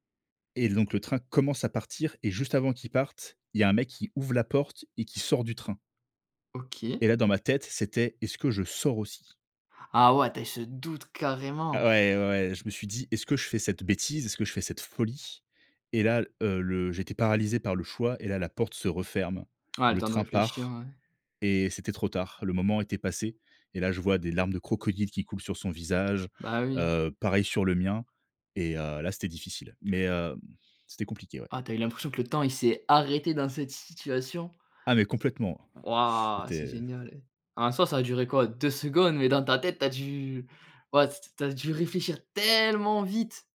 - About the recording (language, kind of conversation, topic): French, podcast, Raconte une rencontre amoureuse qui a commencé par hasard ?
- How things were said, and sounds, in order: tapping; stressed: "doute"; sniff; stressed: "tellement"